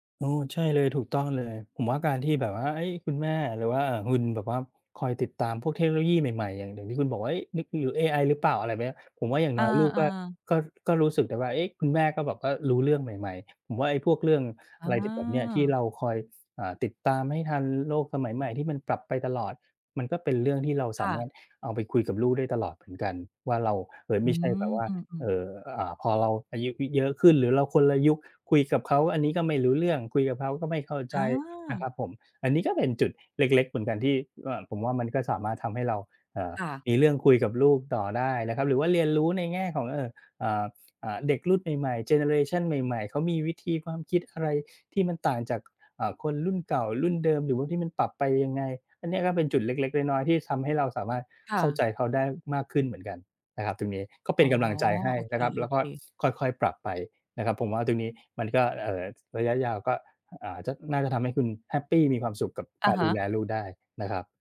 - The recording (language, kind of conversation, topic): Thai, advice, คุณจะรักษาสมดุลระหว่างความใกล้ชิดกับความเป็นอิสระในความสัมพันธ์ได้อย่างไร?
- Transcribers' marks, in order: other background noise; other noise; drawn out: "อ๋อ"